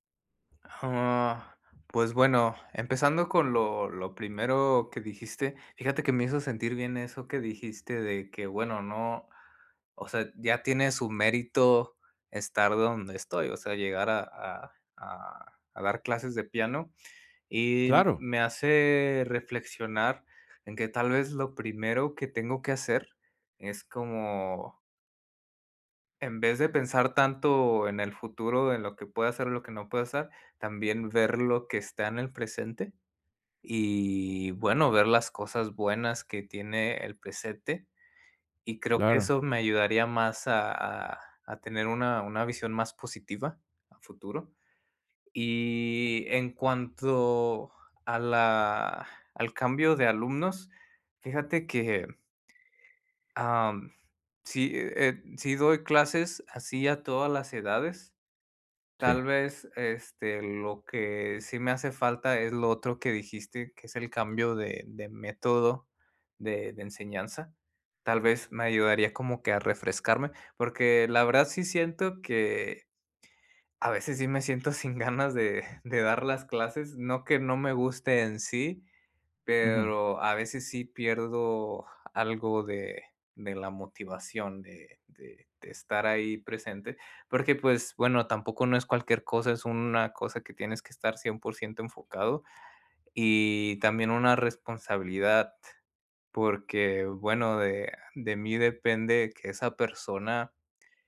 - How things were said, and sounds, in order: drawn out: "Ah"; chuckle
- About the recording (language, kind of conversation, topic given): Spanish, advice, ¿Cómo puedo encontrarle sentido a mi trabajo diario si siento que no tiene propósito?